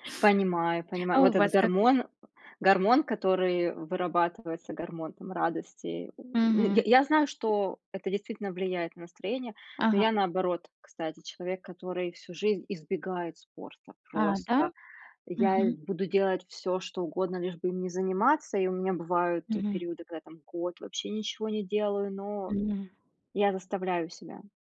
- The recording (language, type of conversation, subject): Russian, unstructured, Как спорт влияет на твоё настроение каждый день?
- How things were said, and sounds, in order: none